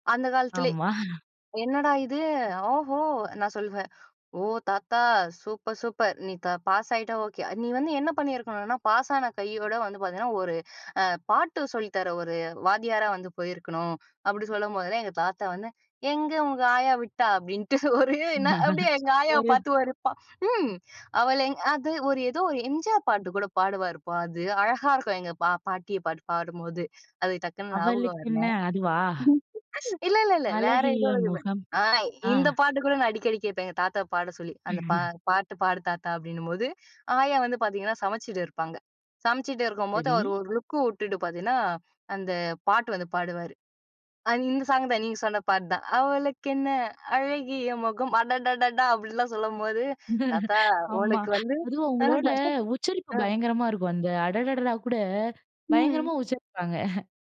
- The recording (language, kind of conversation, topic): Tamil, podcast, இணையம் வந்த பிறகு நீங்கள் இசையைத் தேடும் முறை எப்படி மாறியது?
- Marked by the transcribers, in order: laughing while speaking: "ஆமா"; laughing while speaking: "ஒரு, என்ன அப்பிடியே எங்கள் ஆயாவ பாத்து"; laugh; laugh; unintelligible speech; singing: "அவளுக்கு என்ன அழகிய முகம், அடடடடா!"; laugh; unintelligible speech; chuckle